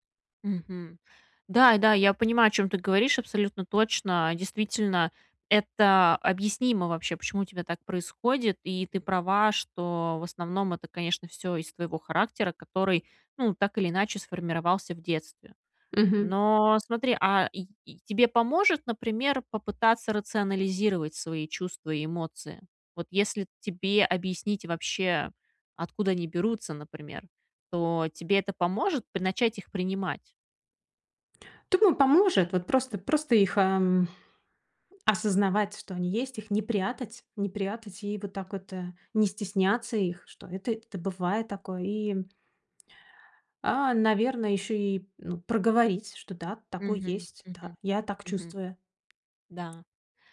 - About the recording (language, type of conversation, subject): Russian, advice, Как принять свои эмоции, не осуждая их и себя?
- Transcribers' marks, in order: tapping